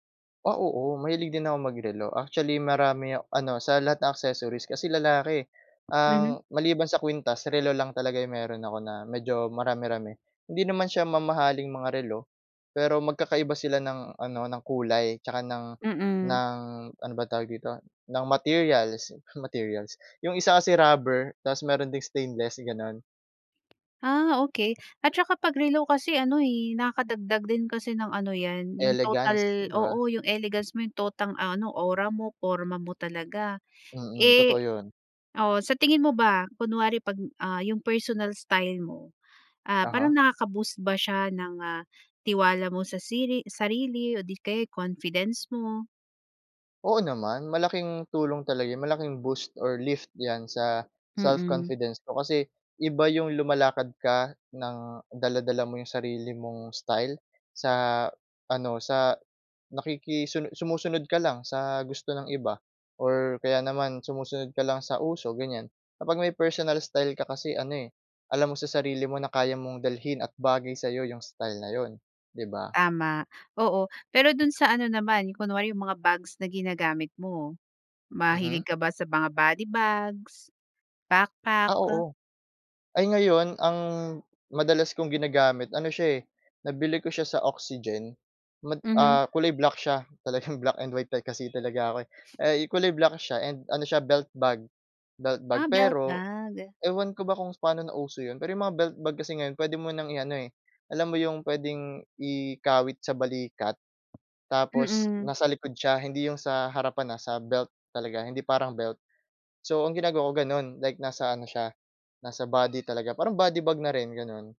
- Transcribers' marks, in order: tapping; in English: "elegance"; "total" said as "totang"; in English: "personal style"; other background noise; dog barking; chuckle; horn; sniff; background speech
- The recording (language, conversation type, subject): Filipino, podcast, Paano nagsimula ang personal na estilo mo?